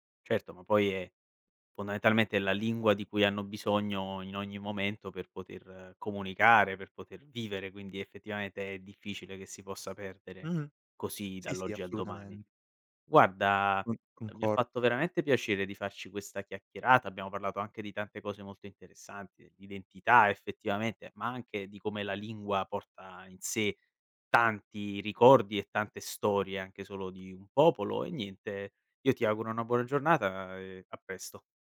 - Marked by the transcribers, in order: none
- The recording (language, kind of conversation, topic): Italian, podcast, Che ruolo hanno i dialetti nella tua identità?